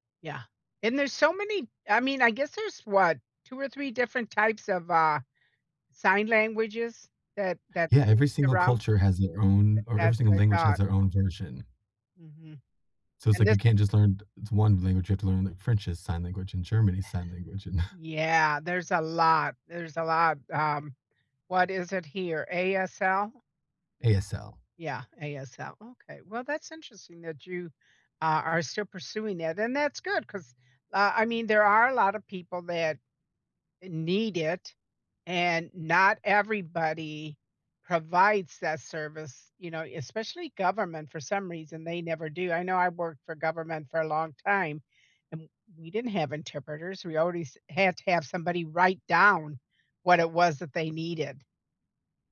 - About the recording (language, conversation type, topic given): English, unstructured, What goal have you set that made you really happy?
- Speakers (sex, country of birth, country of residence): female, United States, United States; male, United States, United States
- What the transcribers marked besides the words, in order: other background noise; chuckle